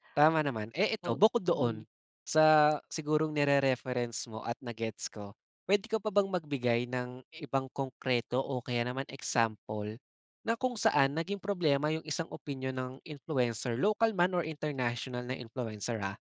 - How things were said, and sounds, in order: none
- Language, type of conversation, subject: Filipino, podcast, May pananagutan ba ang isang influencer sa mga opinyong ibinabahagi niya?